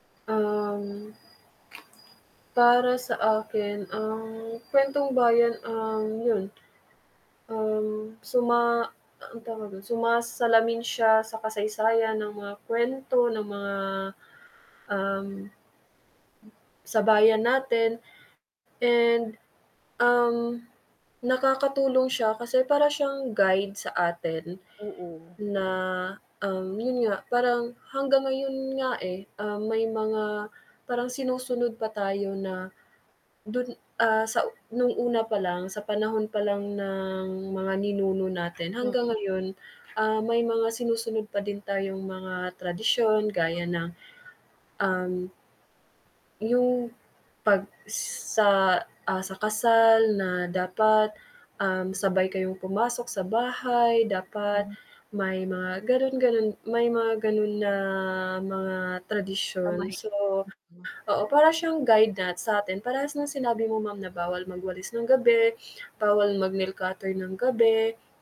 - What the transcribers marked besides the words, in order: static; distorted speech; sniff
- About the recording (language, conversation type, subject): Filipino, unstructured, Paano nakaaapekto ang mga alamat at kuwentong-bayan sa ating pananaw sa buhay?